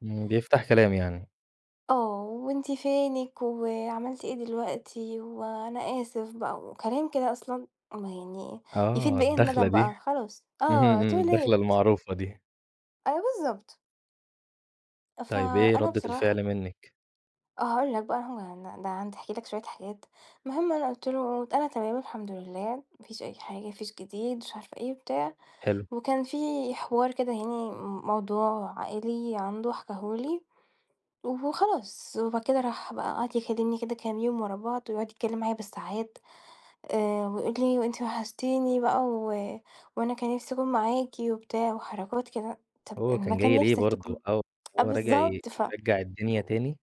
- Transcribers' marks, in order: in English: "too late"; tapping; tsk; other noise
- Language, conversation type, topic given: Arabic, advice, إزاي أتعامل مع الوجع اللي بحسه لما أشوف شريكي/شريكتي السابق/السابقة مع حد جديد؟